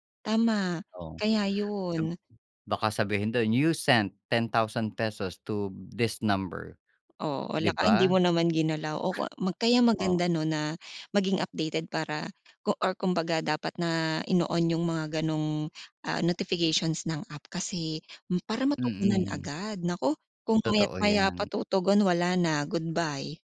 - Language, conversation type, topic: Filipino, podcast, May mga praktikal ka bang payo kung paano mas maayos na pamahalaan ang mga abiso sa telepono?
- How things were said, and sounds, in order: in English: "you sent ten thousand pesos to this number"; tapping; other noise